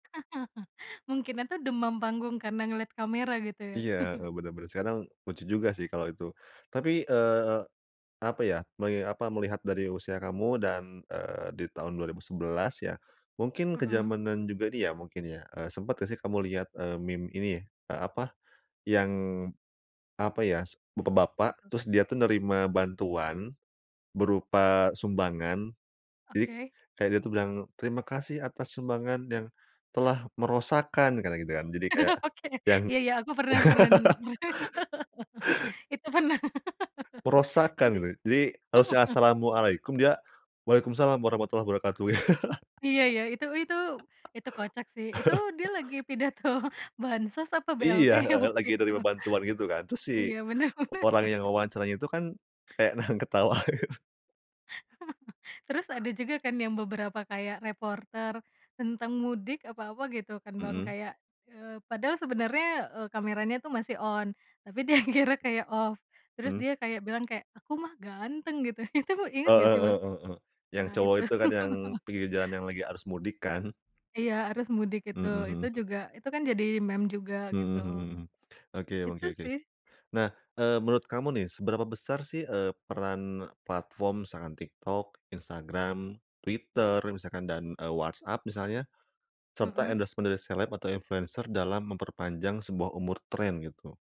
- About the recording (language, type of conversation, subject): Indonesian, podcast, Apa yang membuat meme atau tren viral bertahan lama?
- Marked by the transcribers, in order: chuckle; chuckle; laugh; laughing while speaking: "Oke"; laugh; laugh; other background noise; laughing while speaking: "pernah"; laugh; chuckle; laugh; tapping; laughing while speaking: "pidato"; laughing while speaking: "BLT waktu itu"; laughing while speaking: "bener bener"; laughing while speaking: "nahan ketawa gitu"; chuckle; laughing while speaking: "dia kira"; laughing while speaking: "itu"; chuckle; laughing while speaking: "kan?"; in English: "endorsement"